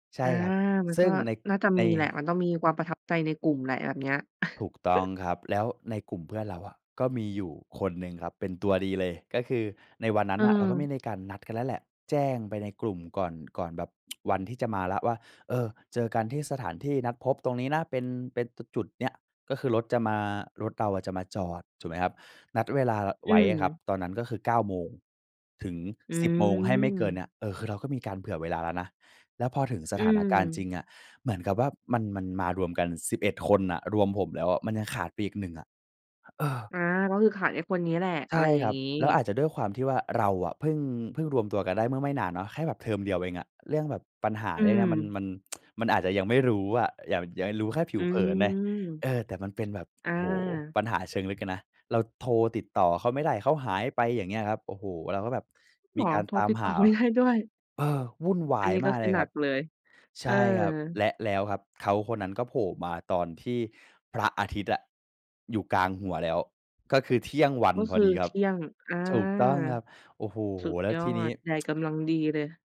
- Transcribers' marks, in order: chuckle; tsk; tsk; other background noise; laughing while speaking: "ไม่ได้"; tsk
- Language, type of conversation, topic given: Thai, podcast, เล่าเกี่ยวกับประสบการณ์แคมป์ปิ้งที่ประทับใจหน่อย?